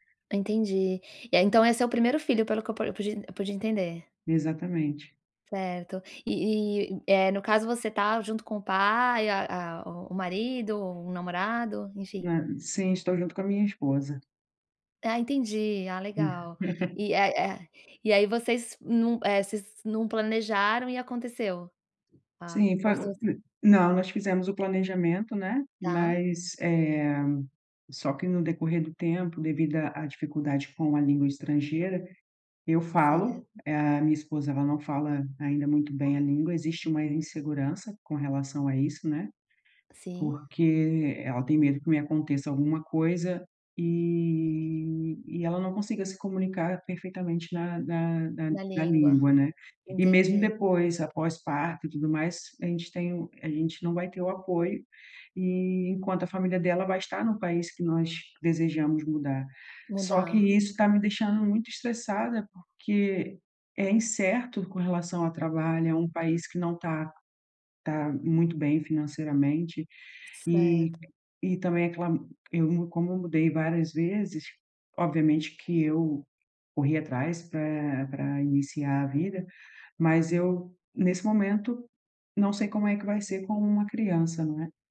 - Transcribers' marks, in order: tapping; chuckle; other background noise; drawn out: "e"
- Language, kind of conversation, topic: Portuguese, advice, Como posso lidar com a incerteza e com mudanças constantes sem perder a confiança em mim?